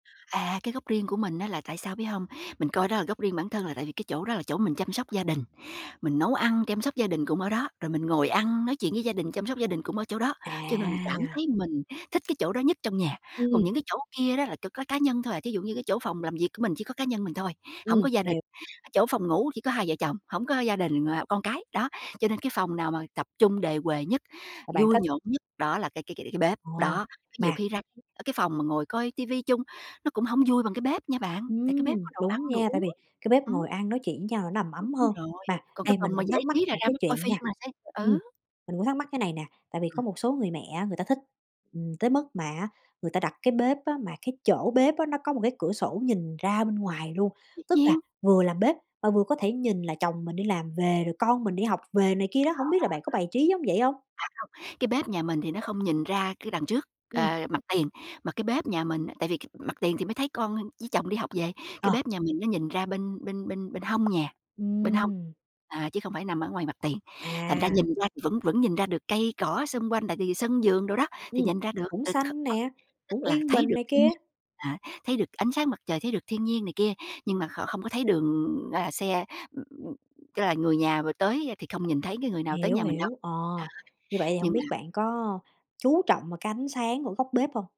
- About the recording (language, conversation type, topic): Vietnamese, podcast, Bạn mô tả góc riêng yêu thích trong nhà mình như thế nào?
- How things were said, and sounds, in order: drawn out: "À!"; tapping; other background noise; unintelligible speech